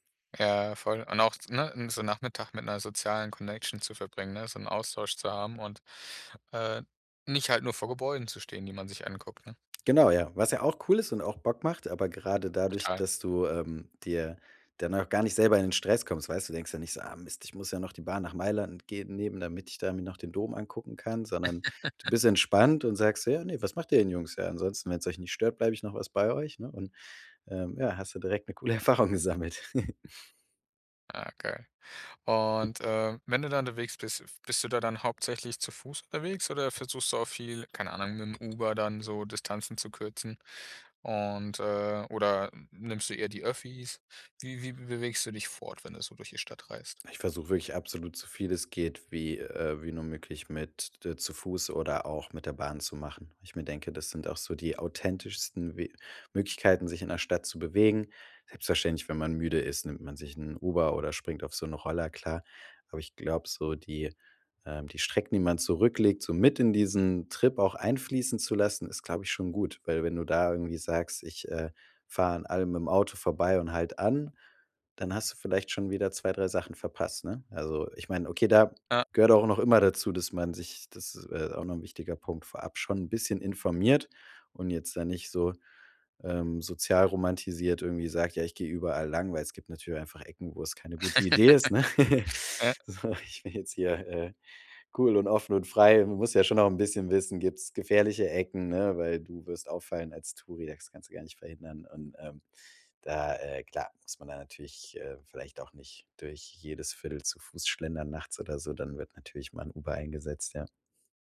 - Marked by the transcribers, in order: chuckle; laughing while speaking: "Erfahrung gesammelt"; giggle; stressed: "mit"; laugh; other background noise; chuckle
- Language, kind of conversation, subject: German, podcast, Wie findest du versteckte Ecken in fremden Städten?